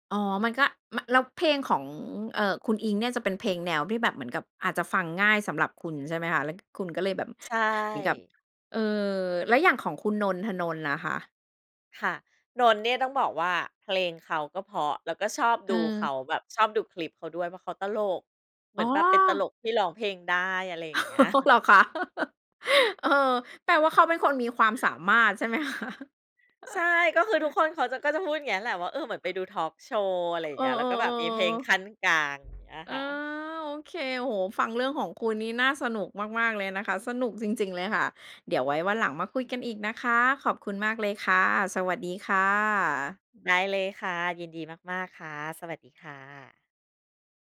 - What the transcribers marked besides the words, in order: other background noise; laugh; chuckle; laughing while speaking: "คะ ?"; chuckle
- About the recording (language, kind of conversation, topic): Thai, podcast, คุณยังจำเพลงแรกที่คุณชอบได้ไหม?